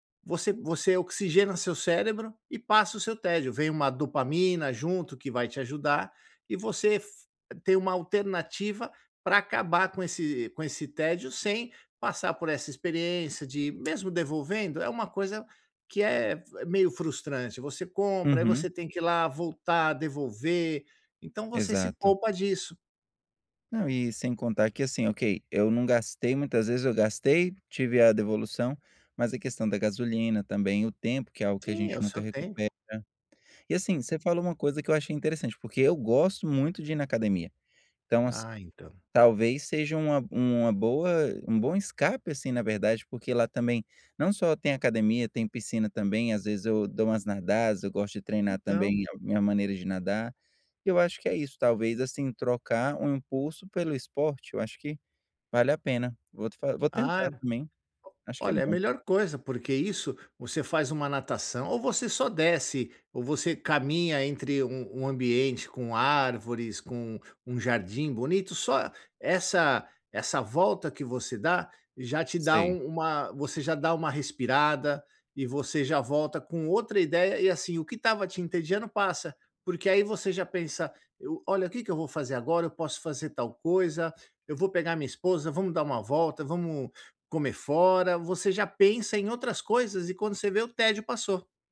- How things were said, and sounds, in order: tapping; other background noise
- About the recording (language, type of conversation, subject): Portuguese, advice, Como posso parar de gastar dinheiro quando estou entediado ou procurando conforto?